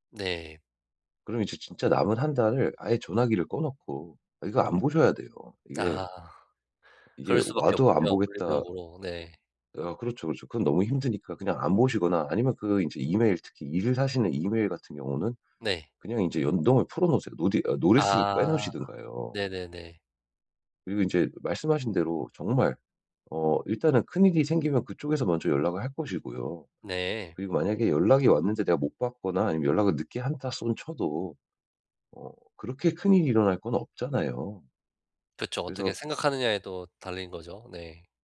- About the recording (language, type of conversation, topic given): Korean, advice, 효과적으로 휴식을 취하려면 어떻게 해야 하나요?
- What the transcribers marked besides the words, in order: put-on voice: "노티스를"; in English: "노티스를"